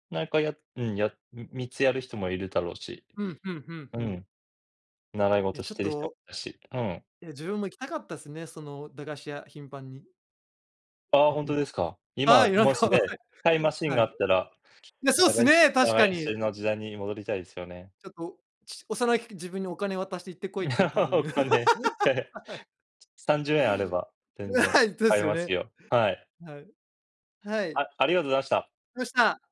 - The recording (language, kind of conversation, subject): Japanese, unstructured, 子どもの頃、いちばん楽しかった思い出は何ですか？
- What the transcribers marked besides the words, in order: chuckle; laugh